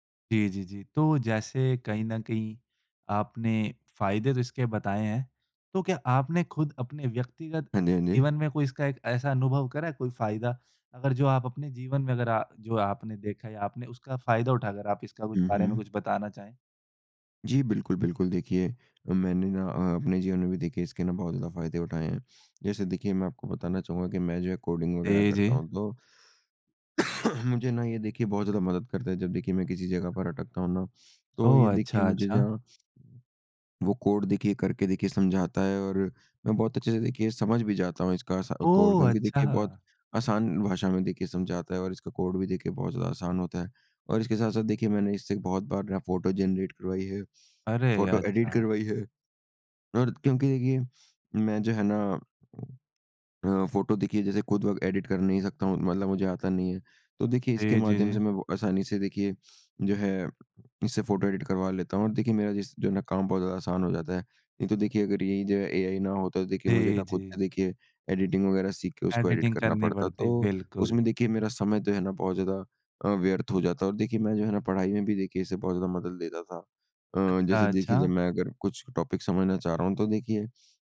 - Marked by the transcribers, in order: cough; in English: "जेनरेट"; in English: "एडिट"; other background noise; in English: "एडिट"; in English: "एडिट"; in English: "एडिटिंग"; in English: "एडिट"; in English: "एडिटिंग"; in English: "टॉपिक"
- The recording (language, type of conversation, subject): Hindi, podcast, एआई टूल्स को आपने रोज़मर्रा की ज़िंदगी में कैसे आज़माया है?